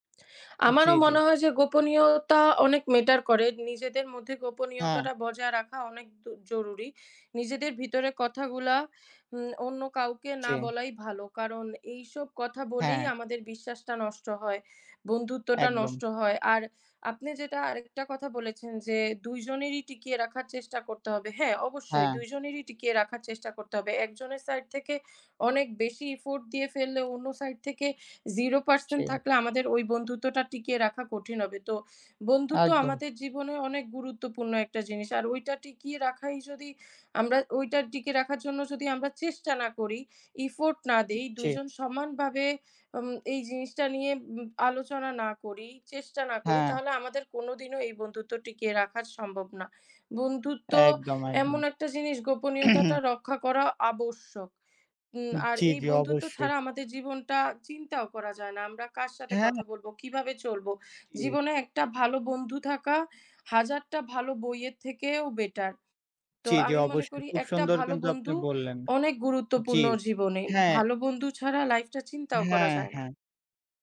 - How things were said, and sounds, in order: other background noise; throat clearing
- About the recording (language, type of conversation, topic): Bengali, unstructured, বন্ধুত্বে একবার বিশ্বাস ভেঙে গেলে কি তা আবার ফিরে পাওয়া সম্ভব?
- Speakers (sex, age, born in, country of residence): female, 20-24, Bangladesh, Italy; male, 20-24, Bangladesh, Bangladesh